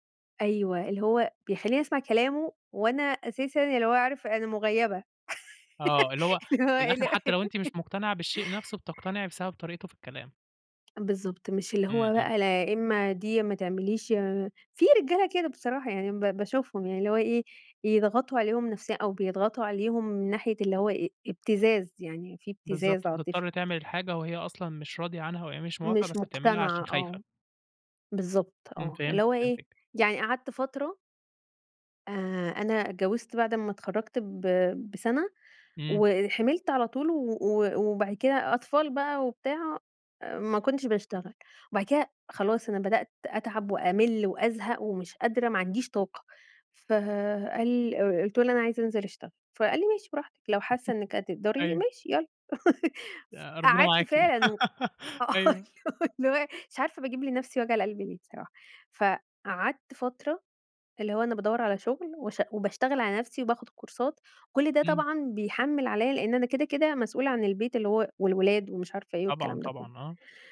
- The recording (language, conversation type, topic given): Arabic, podcast, هل قابلت قبل كده حد غيّر نظرتك للحياة؟
- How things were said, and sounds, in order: tapping; laugh; laughing while speaking: "اللي هو ال"; laugh; chuckle; laugh; laughing while speaking: "آه. اللي هو اللي هو"; laugh; in English: "كورسات"